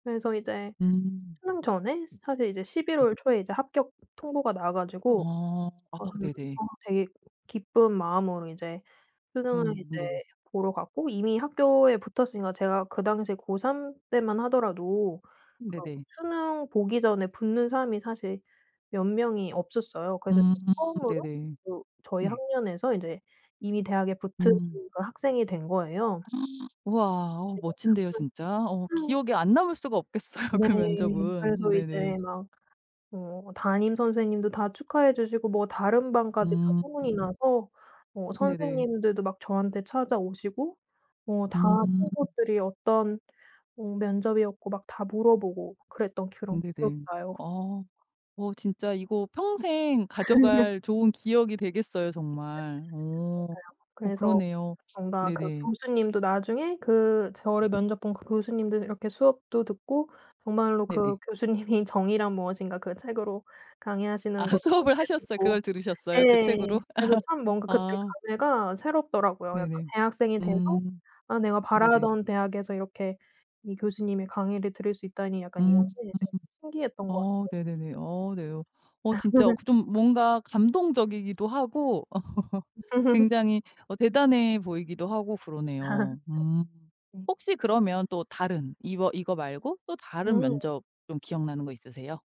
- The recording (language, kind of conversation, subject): Korean, podcast, 면접에서 특히 기억에 남는 질문을 받은 적이 있나요?
- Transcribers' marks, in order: other background noise; tapping; gasp; laugh; laughing while speaking: "없겠어요"; laugh; laughing while speaking: "아 수업을"; laugh; laugh; laugh; laugh